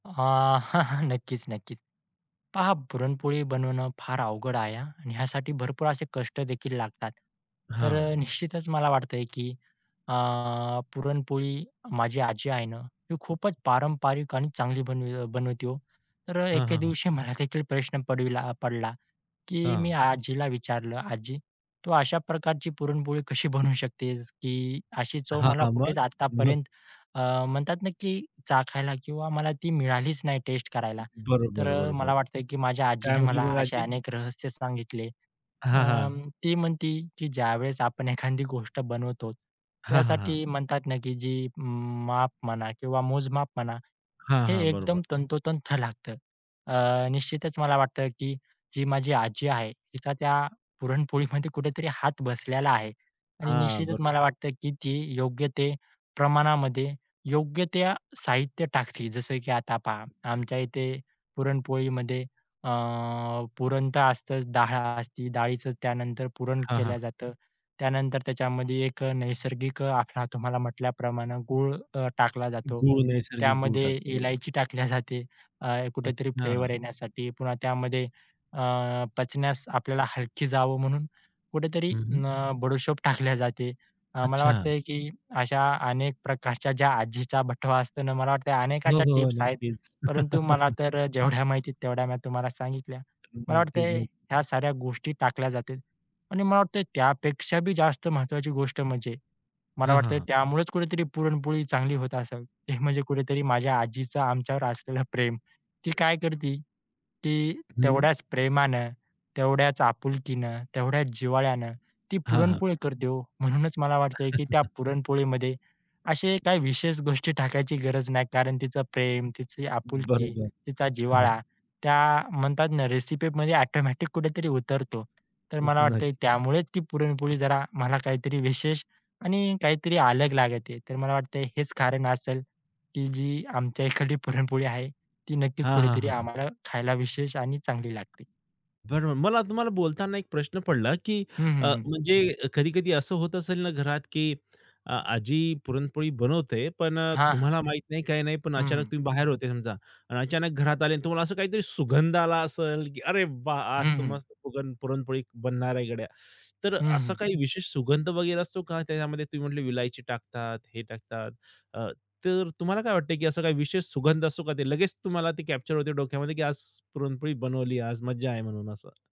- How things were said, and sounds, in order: chuckle; tapping; laughing while speaking: "मला"; laughing while speaking: "कशी बनवू"; laughing while speaking: "मग"; laughing while speaking: "मिळालीच"; other noise; laughing while speaking: "एखादी"; laughing while speaking: "लागतं"; other background noise; cough; laughing while speaking: "पुरणपोळीमध्ये"; laughing while speaking: "डाळ"; unintelligible speech; laughing while speaking: "टाकली जाते"; laughing while speaking: "प्रकारच्या ज्या आजीचा बटवा असतो ना"; laughing while speaking: "जेवढ्या"; chuckle; laughing while speaking: "ते म्हणजे"; chuckle; laughing while speaking: "गोष्टी टाकायची"; chuckle; laughing while speaking: "इकडची"; anticipating: "अरे वाह! आज मस्त पुरण पुरणपोळी बनणार आहे गड्या"
- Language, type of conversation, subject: Marathi, podcast, तुमच्या घरात पिढ्यान्‌पिढ्या चालत आलेली कोणती पाककृती आहे?